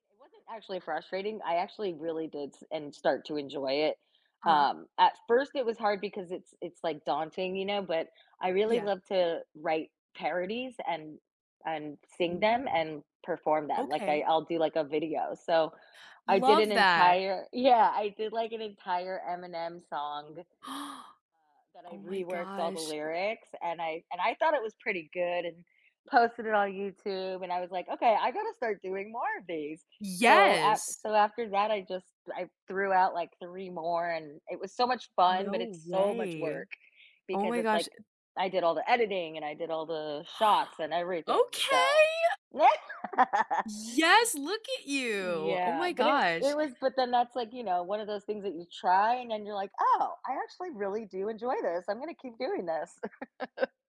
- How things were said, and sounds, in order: gasp; tapping; stressed: "Yes"; other background noise; laughing while speaking: "what?"; laugh; chuckle
- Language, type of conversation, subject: English, unstructured, How do you decide when to give up on a hobby or keep trying?
- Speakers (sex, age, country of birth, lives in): female, 18-19, Italy, United States; female, 40-44, United States, United States